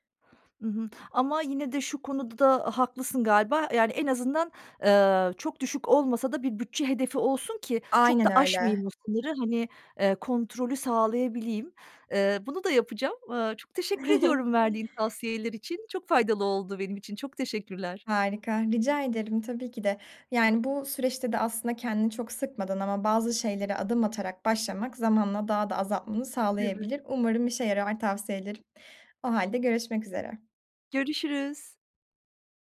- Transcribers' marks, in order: chuckle
- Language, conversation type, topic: Turkish, advice, Bütçemi ve tasarruf alışkanlıklarımı nasıl geliştirebilirim ve israfı nasıl önleyebilirim?